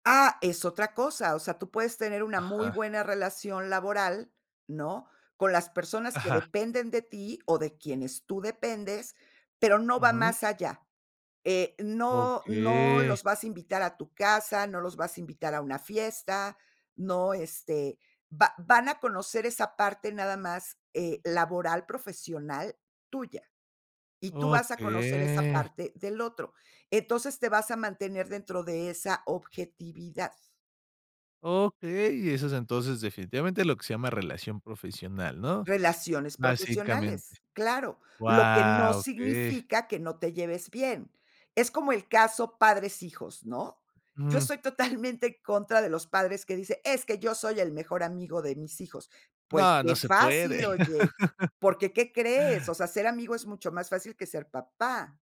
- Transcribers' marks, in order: laughing while speaking: "totalmente"; tapping; laugh
- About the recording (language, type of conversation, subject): Spanish, podcast, ¿Qué consejos darías para mantener relaciones profesionales a largo plazo?